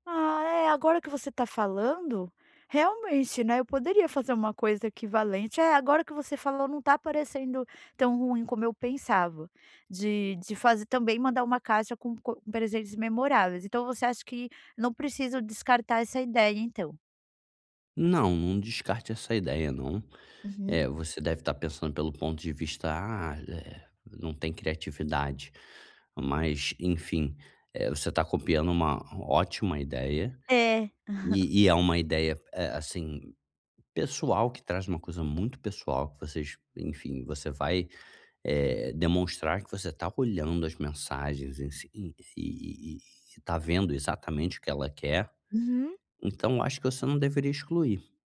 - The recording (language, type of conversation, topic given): Portuguese, advice, Como posso encontrar um presente que seja realmente memorável?
- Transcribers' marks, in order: laugh